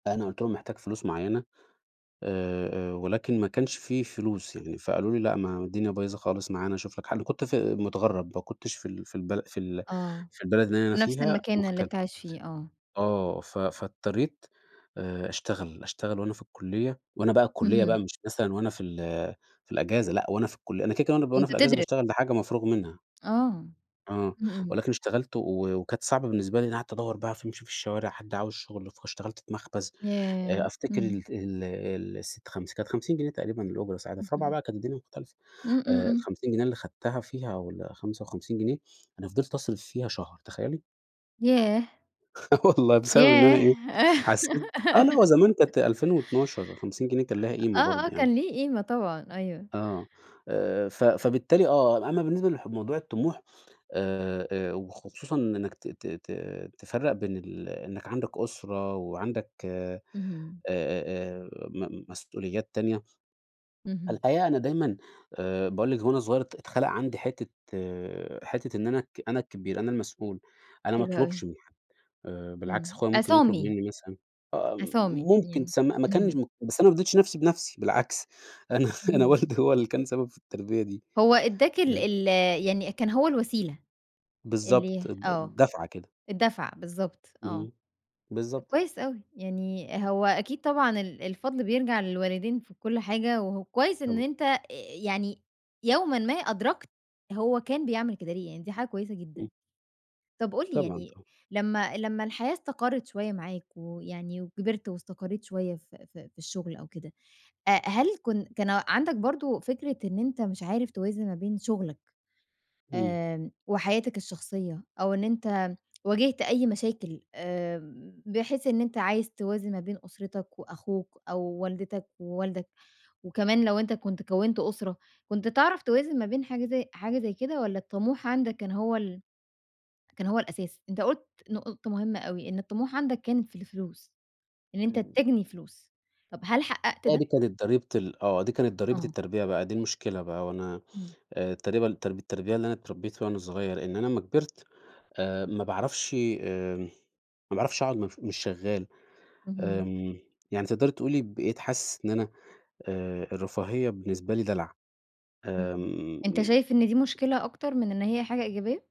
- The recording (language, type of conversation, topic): Arabic, podcast, إزاي بتوازن بين طموحك وحياتك الشخصية؟
- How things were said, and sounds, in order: laughing while speaking: "آه والله"; giggle; unintelligible speech; laughing while speaking: "أنا أنا والدي هو اللي كان سبب في التربية دي"; unintelligible speech; tapping